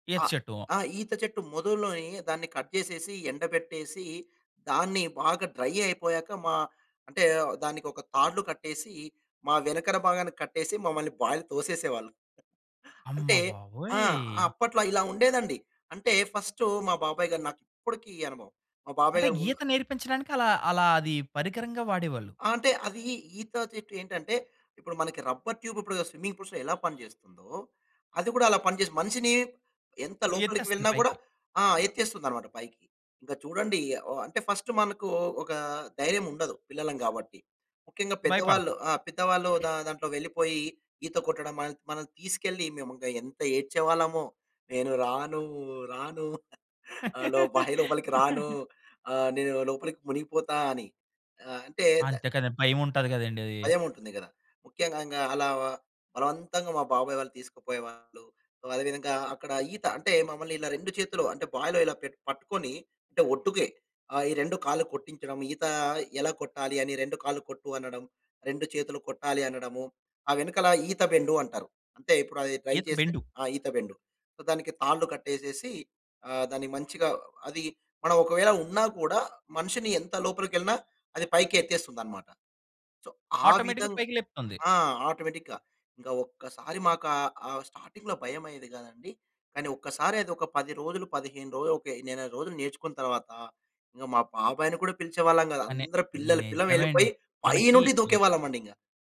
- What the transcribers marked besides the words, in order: in English: "కట్"; in English: "డ్రై"; tapping; in English: "రబ్బర్"; in English: "స్విమ్మింగ్‌పూల్స్‌లో"; horn; "మిమ్మలిని" said as "మిలి"; throat clearing; laugh; giggle; laughing while speaking: "ఆహ్, లో బాయి లోపలికి రాను. ఆహ్, నేను లోపలికి మునిగిపోతా అని"; in English: "ట్రై"; in English: "సో"; in English: "సో"; in English: "ఆటోమేటిక్‌గా"; in English: "ఆటోమేటిక్‌గా"; in English: "స్టార్టింగ్‌లో"; "పిల్లలు" said as "పిల్లం"
- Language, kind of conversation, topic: Telugu, podcast, చిన్నప్పుడే నువ్వు ఎక్కువగా ఏ ఆటలు ఆడేవావు?